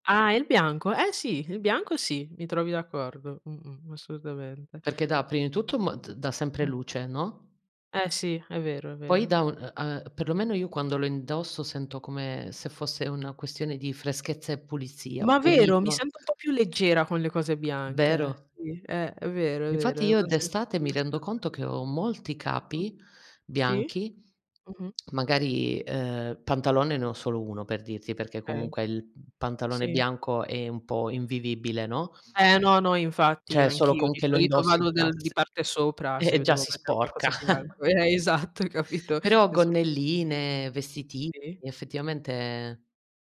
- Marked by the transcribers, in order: tapping; other background noise; unintelligible speech; unintelligible speech; "Okay" said as "ay"; other noise; "Cioè" said as "ceh"; chuckle; laughing while speaking: "esatto hai capito?"; "vestitini" said as "vestiti"
- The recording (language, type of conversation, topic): Italian, unstructured, Come descriveresti il tuo stile personale?